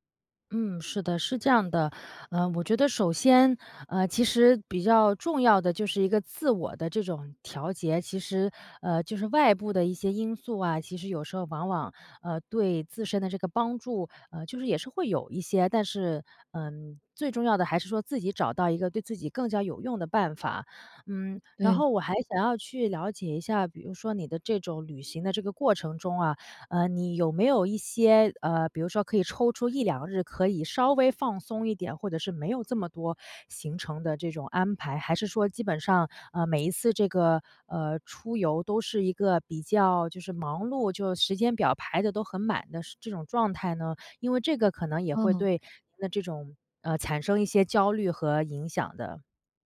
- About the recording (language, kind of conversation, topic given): Chinese, advice, 旅行时我常感到压力和焦虑，怎么放松？
- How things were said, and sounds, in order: none